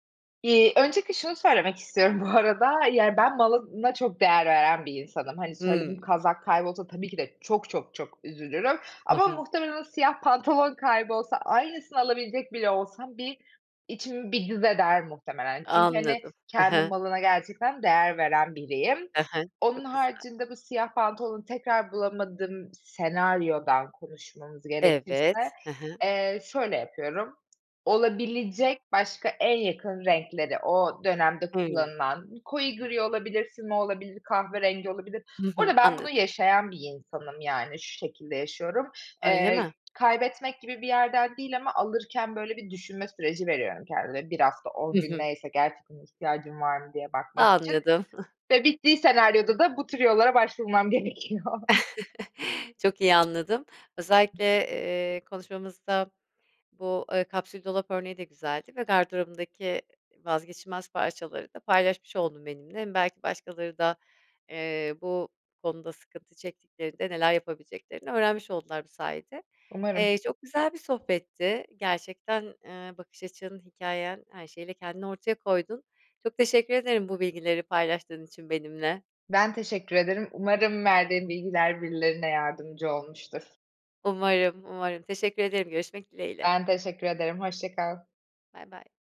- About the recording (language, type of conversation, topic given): Turkish, podcast, Gardırobunuzda vazgeçemediğiniz parça hangisi ve neden?
- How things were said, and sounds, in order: other background noise; tapping; chuckle; laughing while speaking: "gerekiyor"; chuckle